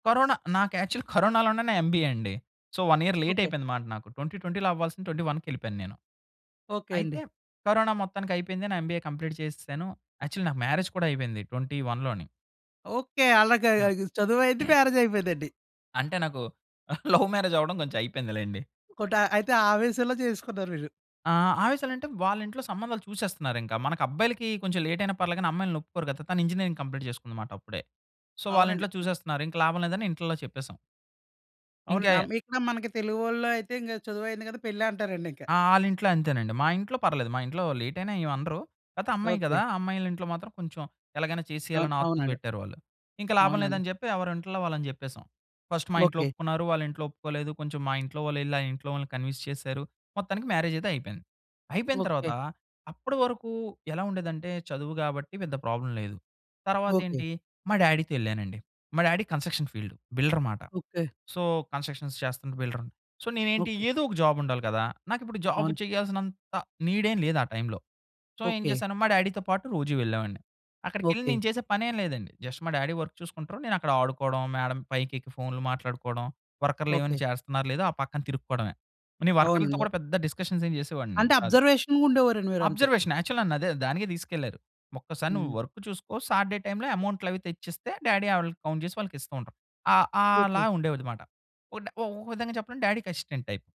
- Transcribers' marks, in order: in English: "యాక్చువల్"; in English: "ఎంబీఏ"; in English: "సో, వన్ ఇయర్ లేట్"; in English: "ట్వెంటీ ట్వెంటీ‌లో"; in English: "ట్వెంటీ వన్"; in English: "ఎంబీఏ కంప్లీట్"; in English: "యాక్చువల్"; in English: "మ్యారేజ్"; in English: "ట్వెంటీ వన్ లోనే"; in English: "మ్యారేజ్"; throat clearing; chuckle; in English: "లవ్ మ్యారేజ్"; in English: "లేట్"; in English: "ఇంజినీరింగ్ కంప్లీట్"; in English: "సో"; in English: "లేట్"; in English: "ఫస్ట్"; in English: "కన్విన్స్"; in English: "మ్యారేజ్"; in English: "డ్యాడీ కంస్ట్రక్షన్ ఫీల్డ్ బిల్డర్"; in English: "సో, కంస్ట్రక్షన్స్"; in English: "బిల్డర్. సో"; in English: "జాబ్"; in English: "నీడ్"; in English: "సో"; in English: "డ్యాడీ‌తో"; in English: "జస్ట్"; in English: "డ్యాడీ వర్క్"; in English: "వర్కర్‌లతో"; in English: "డిస్కషన్స్"; in English: "అబ్జర్వేషన్‌గా"; in English: "అబ్జర్వేషన్ యాక్చువల్‌గా"; in English: "వర్క్"; in English: "సాటర్డే టైమ్‌లో"; in English: "డ్యాడీ"; in English: "కౌంట్"; in English: "డ్యాడీకి అసిస్టెంట్ టైప్"
- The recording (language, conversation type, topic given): Telugu, podcast, కెరీర్ మార్చుకోవాలని అనిపిస్తే ముందుగా ఏ అడుగు వేయాలి?